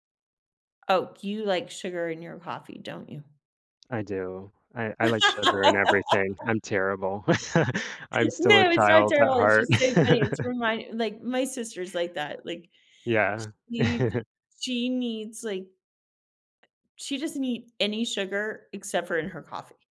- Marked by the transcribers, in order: laugh; laugh; chuckle; laugh; chuckle
- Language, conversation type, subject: English, unstructured, How do your daily routines and habits affect when you feel most productive?
- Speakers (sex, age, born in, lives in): female, 50-54, United States, United States; male, 35-39, United States, United States